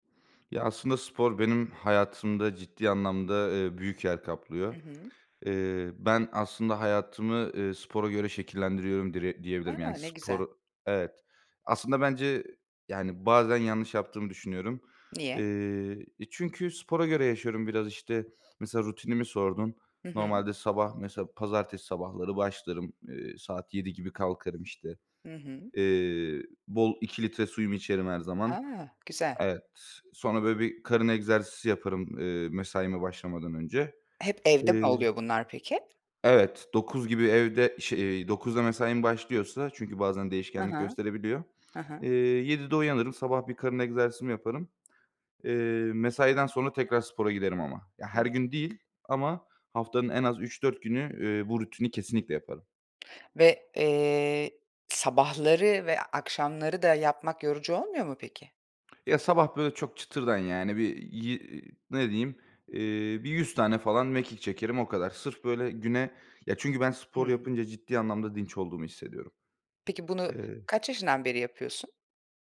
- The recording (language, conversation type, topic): Turkish, podcast, Sporu günlük rutinine nasıl dahil ediyorsun?
- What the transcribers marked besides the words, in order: other background noise